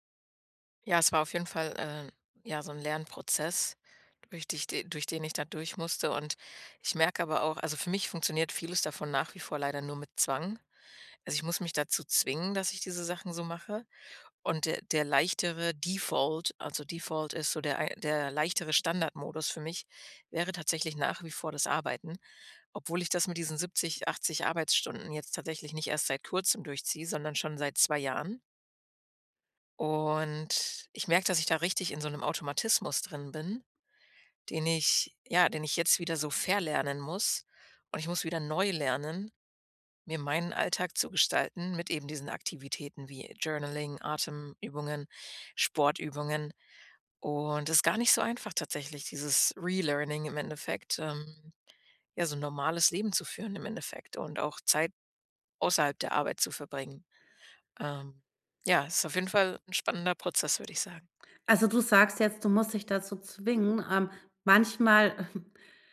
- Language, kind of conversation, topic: German, podcast, Wie planst du Zeit fürs Lernen neben Arbeit und Alltag?
- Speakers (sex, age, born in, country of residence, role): female, 30-34, Germany, Germany, guest; female, 40-44, Germany, Germany, host
- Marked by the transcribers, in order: in English: "Default"; in English: "Default"; in English: "Journaling"; in English: "Relearning"; chuckle